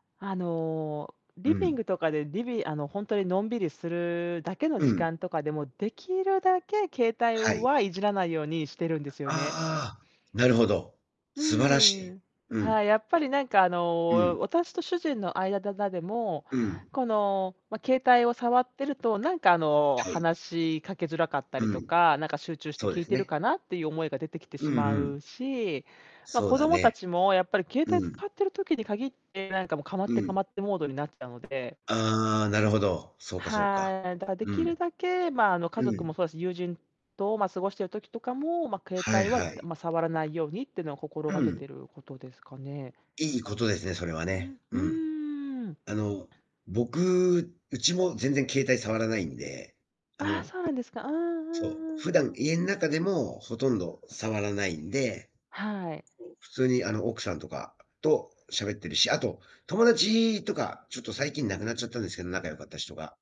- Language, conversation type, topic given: Japanese, unstructured, 家族や友達とは、普段どのように時間を過ごしていますか？
- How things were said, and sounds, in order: static; tapping; distorted speech; unintelligible speech